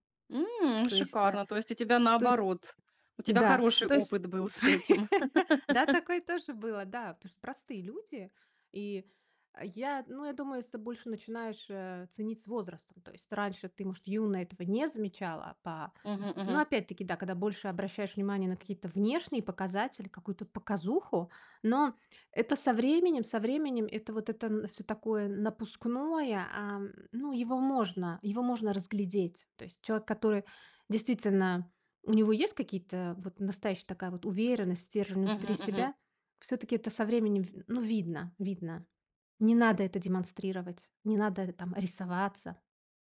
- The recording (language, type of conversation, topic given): Russian, podcast, Какие простые привычки помогают тебе каждый день чувствовать себя увереннее?
- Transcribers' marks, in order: tapping; laugh; laugh; other background noise